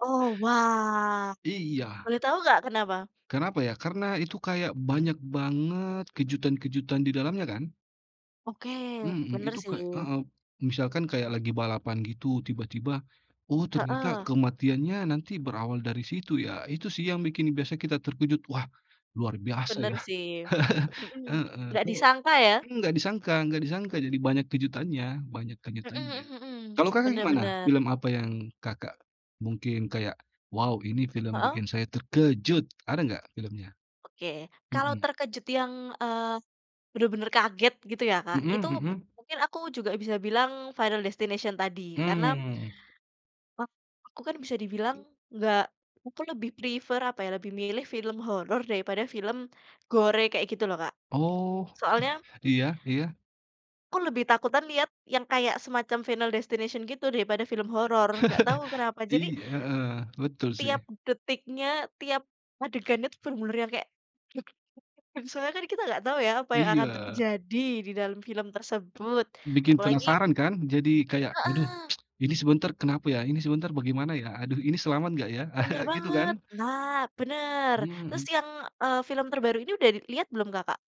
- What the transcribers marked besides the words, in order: other background noise; laugh; tongue click; stressed: "terkejut"; in English: "prefer"; in English: "gore"; laugh; unintelligible speech; tsk; chuckle
- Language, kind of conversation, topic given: Indonesian, unstructured, Apa film terakhir yang membuat kamu terkejut?